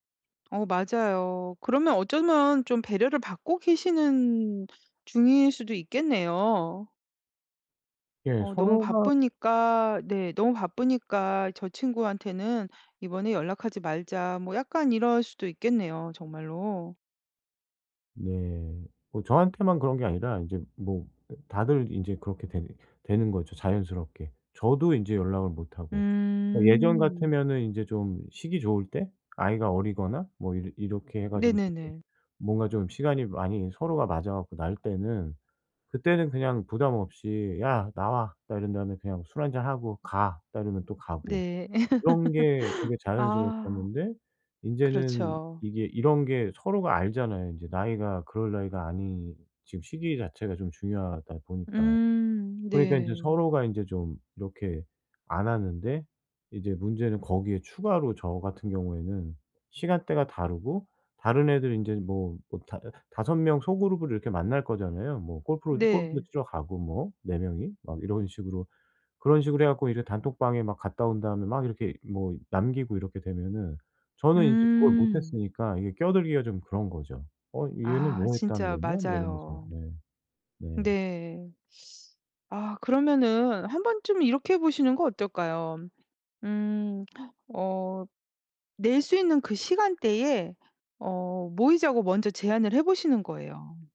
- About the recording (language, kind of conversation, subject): Korean, advice, 친구 그룹에서 소속감을 계속 느끼려면 어떻게 해야 하나요?
- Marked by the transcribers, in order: tapping; other background noise; laugh